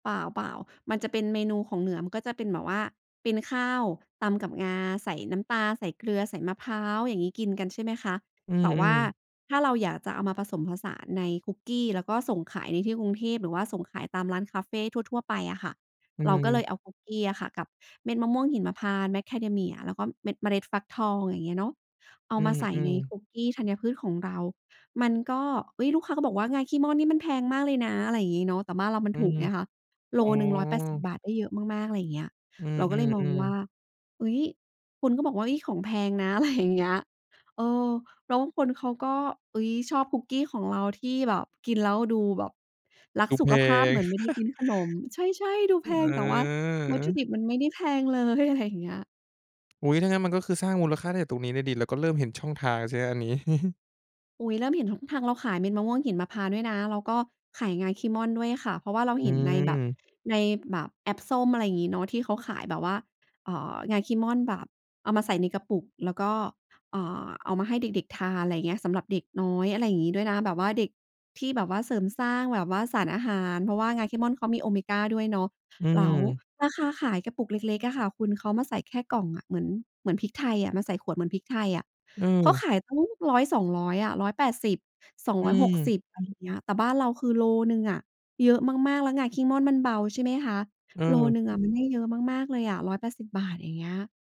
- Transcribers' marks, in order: laughing while speaking: "อะไร"; chuckle; laughing while speaking: "เลย"; chuckle
- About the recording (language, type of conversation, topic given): Thai, podcast, อะไรทำให้คุณรู้สึกว่าตัวเองเป็นคนสร้างสรรค์?